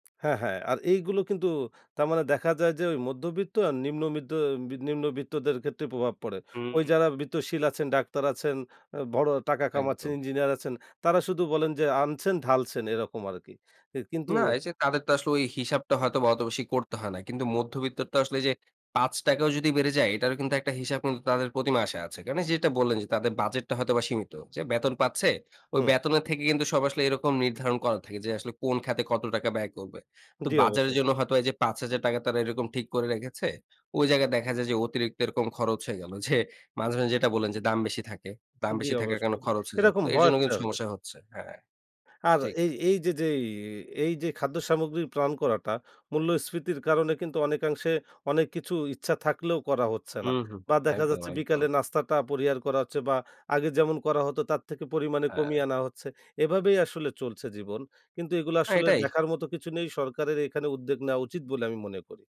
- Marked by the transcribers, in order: tapping; other background noise; laughing while speaking: "যে"; unintelligible speech; other noise
- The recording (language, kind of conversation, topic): Bengali, podcast, বাজারে যাওয়ার আগে খাবারের তালিকা ও কেনাকাটার পরিকল্পনা কীভাবে করেন?